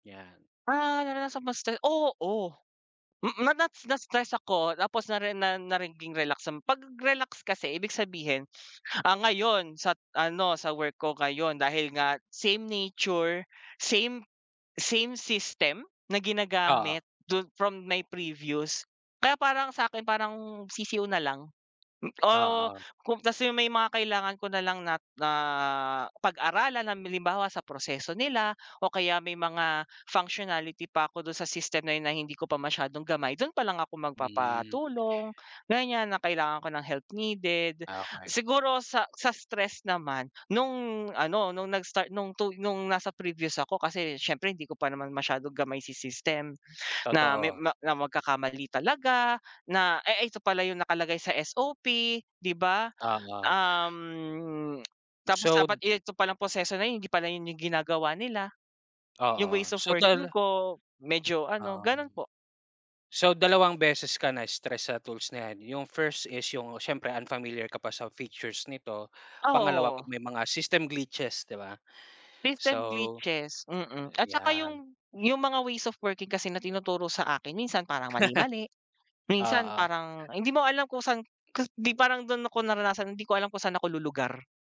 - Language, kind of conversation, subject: Filipino, unstructured, Paano nakakaapekto ang teknolohiya sa paraan natin ng pagtatrabaho?
- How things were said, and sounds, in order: breath; tapping; tongue click; laugh; other background noise